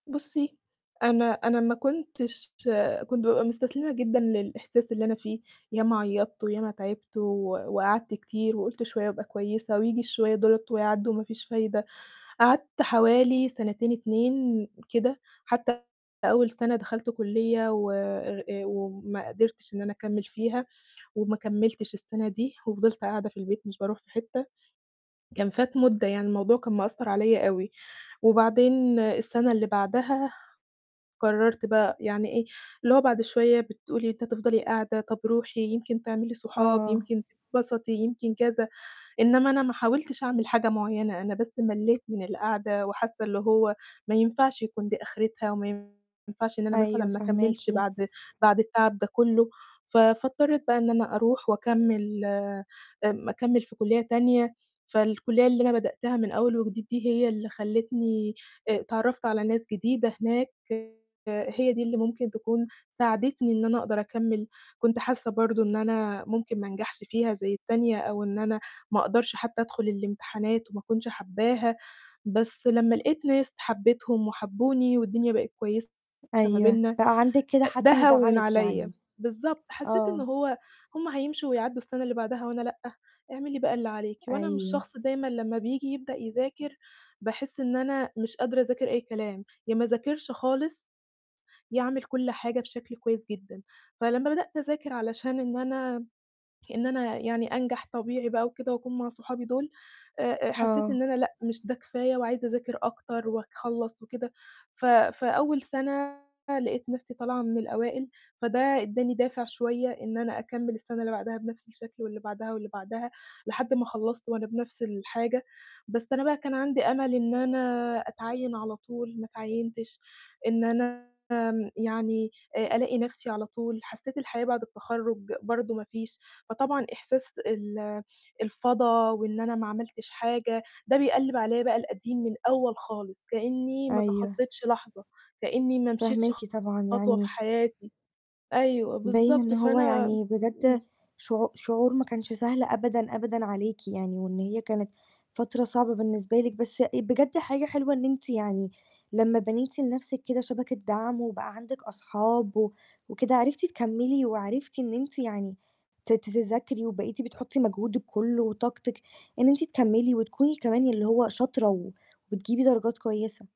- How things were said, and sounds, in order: distorted speech; tapping; static; other background noise; "وأخلّص" said as "أكخلّص"
- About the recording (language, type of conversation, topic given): Arabic, advice, إزاي أقدر ألاقي معنى في التجارب الصعبة اللي بمرّ بيها؟